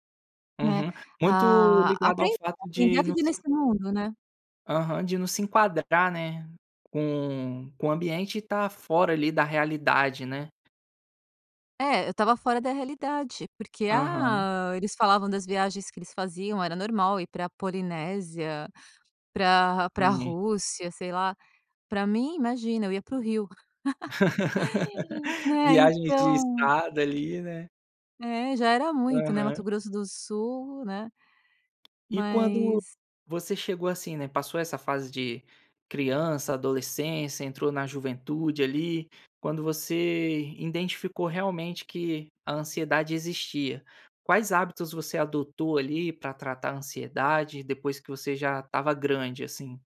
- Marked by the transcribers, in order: tapping
- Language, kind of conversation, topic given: Portuguese, podcast, Como você lida com a ansiedade no dia a dia?